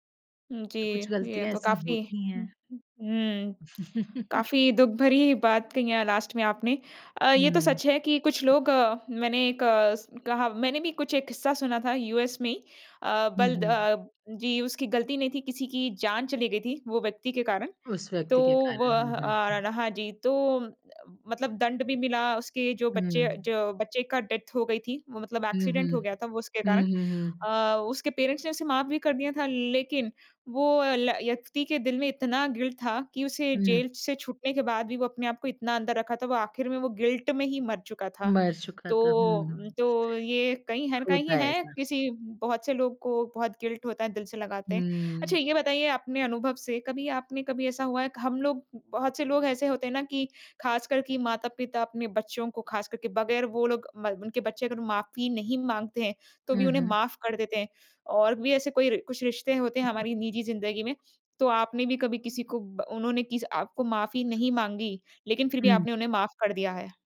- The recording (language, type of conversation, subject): Hindi, podcast, माफी मिलने के बाद भरोसा फिर कैसे बनाया जाए?
- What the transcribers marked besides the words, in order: chuckle; in English: "लास्ट"; in English: "डेथ"; in English: "एक्सीडेंट"; in English: "पेरेंट्स"; in English: "गिल्ट"; in English: "गिल्ट"; in English: "गिल्ट"; chuckle